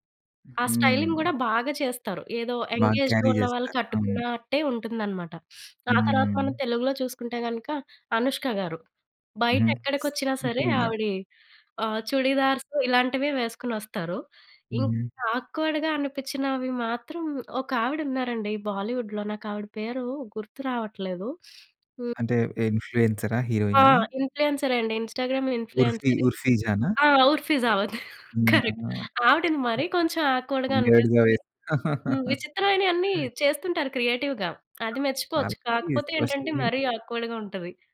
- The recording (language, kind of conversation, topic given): Telugu, podcast, బడ్జెట్ పరిమితుల వల్ల మీరు మీ స్టైల్‌లో ఏమైనా మార్పులు చేసుకోవాల్సి వచ్చిందా?
- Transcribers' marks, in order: in English: "స్టైలింగ్"; in English: "క్యారీ"; in English: "ఎంగ్ ఏజ్‌లో"; sniff; in English: "సింపుల్‌గా"; other background noise; in English: "ఆక్వర్డ్‌గా"; in English: "బాలీవుడ్‌లో"; sniff; in English: "ఇన్స్టాగ్రామ్‌లో"; chuckle; in English: "కరెక్ట్"; in English: "ఆక్వర్డ్‌గా"; tapping; in English: "వీర్డ్‌గా"; laugh; in English: "క్రియేటివ్‌గా"; unintelligible speech; in English: "ఆక్వర్డ్‌గా"